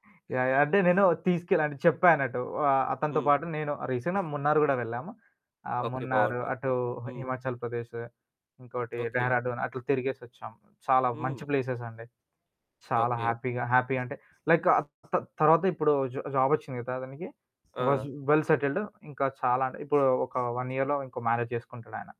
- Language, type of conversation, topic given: Telugu, podcast, ఒత్తిడిలో ఉన్నప్పుడు నీకు దయగా తోడ్పడే ఉత్తమ విధానం ఏది?
- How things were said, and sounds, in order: in English: "రీసెంట్‌గా"; other background noise; in English: "హ్యాపీగా హ్యాపీ"; in English: "వన్ ఇయర్‌లో"; in English: "మ్యారేజ్"